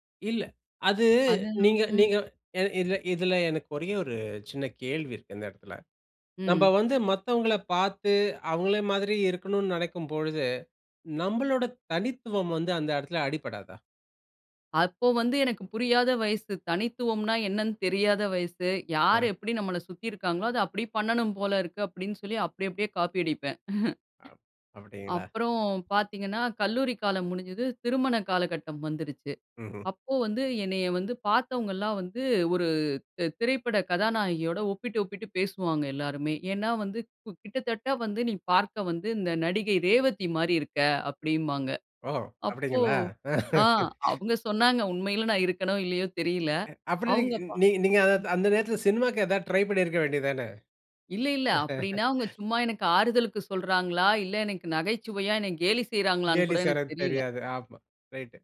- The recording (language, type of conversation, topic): Tamil, podcast, உங்களுடைய பாணி முன்மாதிரி யார்?
- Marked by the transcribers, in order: chuckle; laugh; laugh